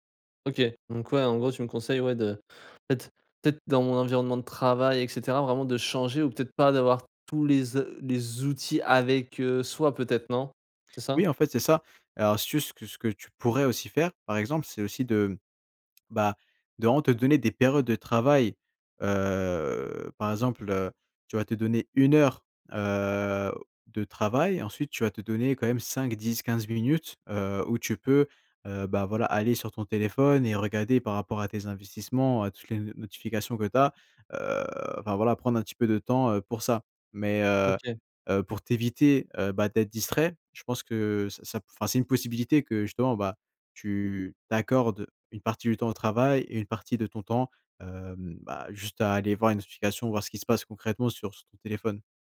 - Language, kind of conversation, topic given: French, advice, Quelles sont tes distractions les plus fréquentes (notifications, réseaux sociaux, courriels) ?
- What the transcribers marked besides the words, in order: other background noise; tapping; drawn out: "heu"; "regarder" said as "regader"; drawn out: "heu"